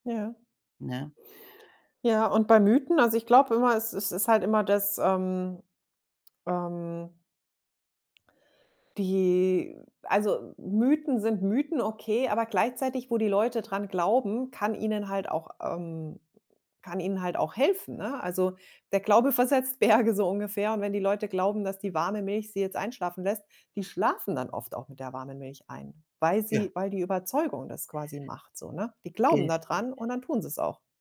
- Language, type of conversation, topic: German, podcast, Was hilft dir wirklich beim Einschlafen?
- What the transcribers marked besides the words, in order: other background noise; laughing while speaking: "versetzt Berge"; stressed: "die schlafen"